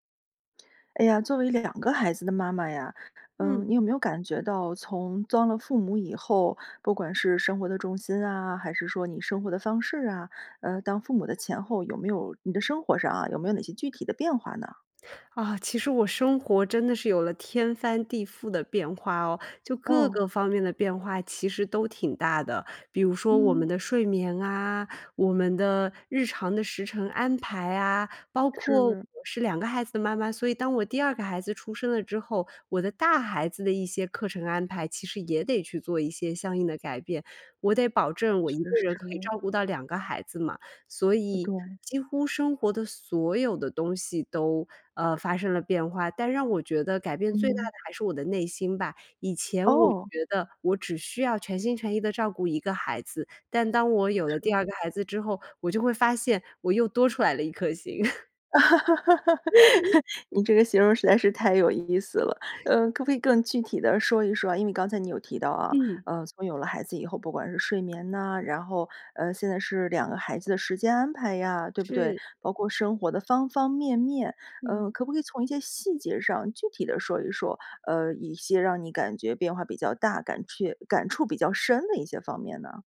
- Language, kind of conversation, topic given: Chinese, podcast, 当父母后，你的生活有哪些变化？
- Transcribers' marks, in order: lip smack; laugh